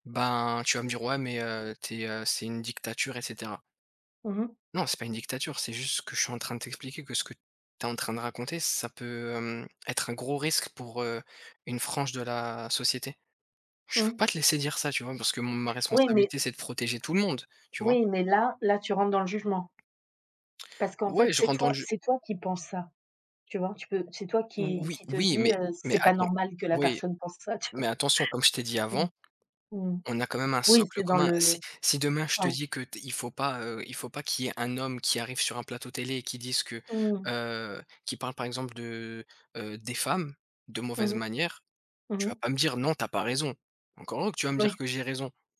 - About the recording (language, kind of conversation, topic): French, unstructured, Accepteriez-vous de vivre sans liberté d’expression pour garantir la sécurité ?
- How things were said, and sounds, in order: other background noise; tapping; laughing while speaking: "tu vois ?"